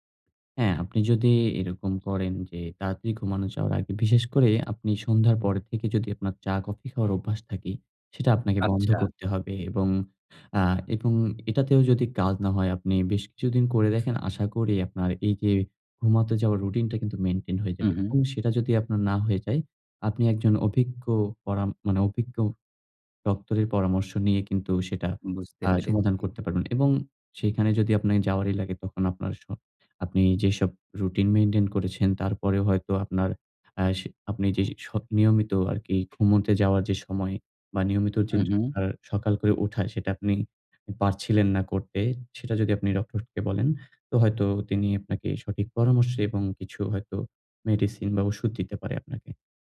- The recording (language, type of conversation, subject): Bengali, advice, প্রতিদিন সকালে সময়মতো উঠতে আমি কেন নিয়মিত রুটিন মেনে চলতে পারছি না?
- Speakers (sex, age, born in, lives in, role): male, 20-24, Bangladesh, Bangladesh, advisor; male, 35-39, Bangladesh, Bangladesh, user
- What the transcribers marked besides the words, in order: none